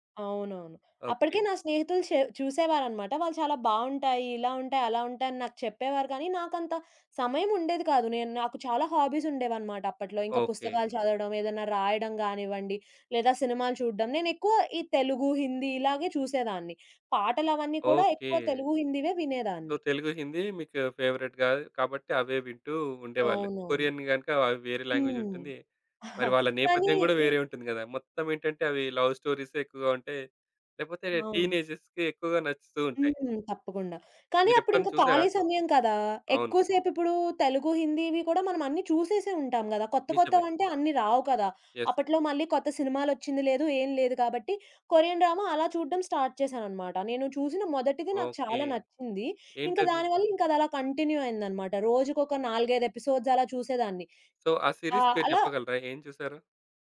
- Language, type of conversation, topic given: Telugu, podcast, మీరు ఎప్పుడు ఆన్‌లైన్ నుంచి విరామం తీసుకోవాల్సిందేనని అనుకుంటారు?
- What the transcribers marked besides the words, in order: in English: "హాబీస్"; in English: "సో"; in English: "ఫేవరెట్‌గా"; in English: "లాంగ్వేజ్"; giggle; in English: "టీనేజర్స్‌కి"; in English: "యెస్"; in English: "డ్రామా"; in English: "స్టార్ట్"; in English: "కంటిన్యూ"; in English: "ఎపిసోడ్స్"; in English: "సో"; in English: "సీరీస్"